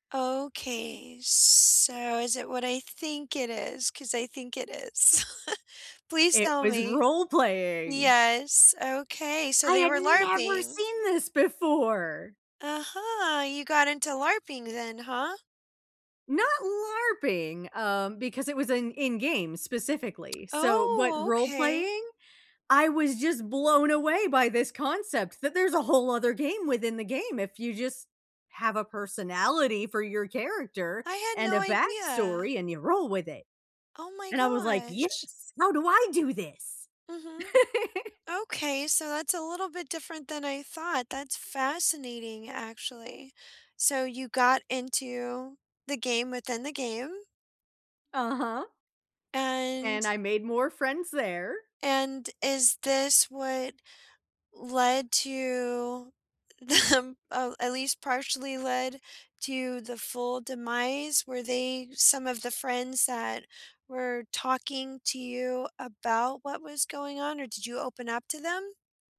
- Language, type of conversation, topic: English, unstructured, What hobby should I pick up to cope with a difficult time?
- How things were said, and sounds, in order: tapping; chuckle; stressed: "never"; giggle; laughing while speaking: "them"